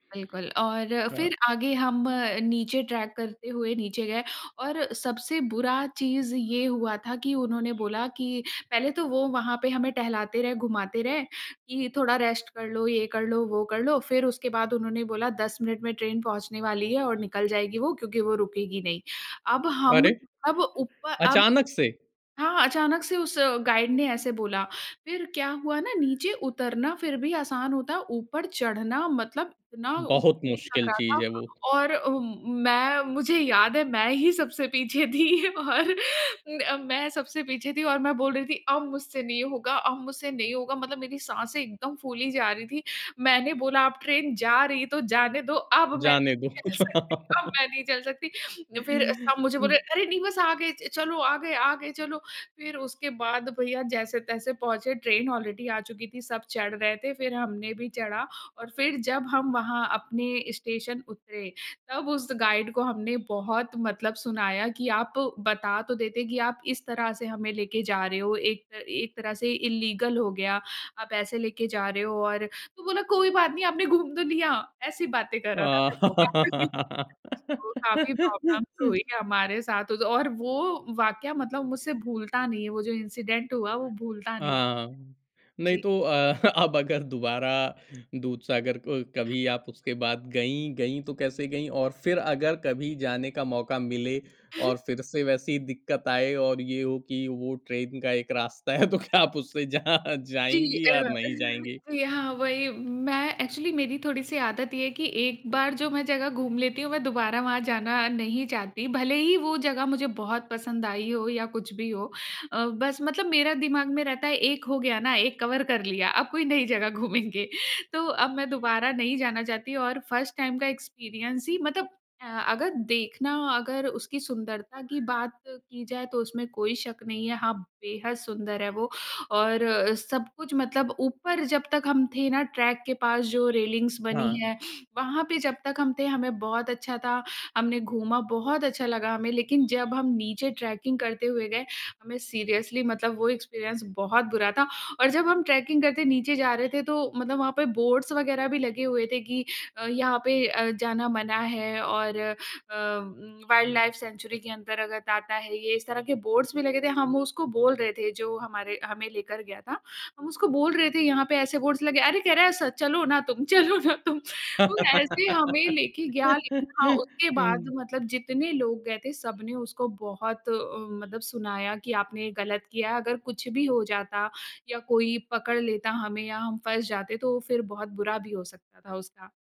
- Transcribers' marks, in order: in English: "ट्रेक"; bird; in English: "रेस्ट"; in English: "गाइड"; laughing while speaking: "थी। और"; laugh; chuckle; put-on voice: "अरे! नहीं बस आ गए च चलो, आ गए, आ गए, चलो"; in English: "ऑलरेडी"; in English: "इल्लीगल"; put-on voice: "कोई बात नहीं आपने घूम तो लिया"; laughing while speaking: "घूम"; unintelligible speech; in English: "प्रॉब्लम्स"; giggle; in English: "इंसिडेंट"; chuckle; laughing while speaking: "अब अगर"; chuckle; laughing while speaking: "है तो क्या आप उससे जा जाएँगी या नहीं जाएँगी?"; chuckle; in English: "एक्चुअली"; in English: "कवर"; laughing while speaking: "अब कोई नई जगह घूमेंगे"; in English: "फर्स्ट टाइम"; in English: "एक्सपीरियंस"; in English: "रेलिंग्स"; in English: "ट्रेकिंग"; in English: "सीरियसली"; in English: "एक्सपीरियंस"; in English: "ट्रेकिंग"; in English: "वाइल्डलाइफ सेंचुरी"; giggle; laughing while speaking: "चलो ना तुम"
- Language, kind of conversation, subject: Hindi, podcast, कैंपिंग या ट्रेकिंग के दौरान किसी मुश्किल में फँसने पर आपने क्या किया था?